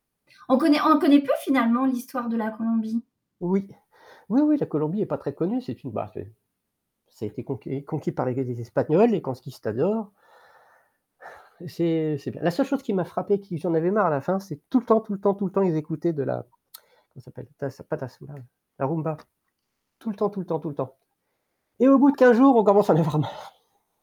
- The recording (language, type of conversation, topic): French, unstructured, Quelle destination t’a le plus surpris par sa beauté ?
- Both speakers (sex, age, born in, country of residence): female, 45-49, France, France; male, 50-54, France, France
- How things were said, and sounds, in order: "conquis" said as "conqueris"; "l'Église" said as "l'égalise"; "conquistadors" said as "consquistadors"; tapping; tongue click; other background noise; anticipating: "Et au bout de quinze jours, on commence à en avoir marre"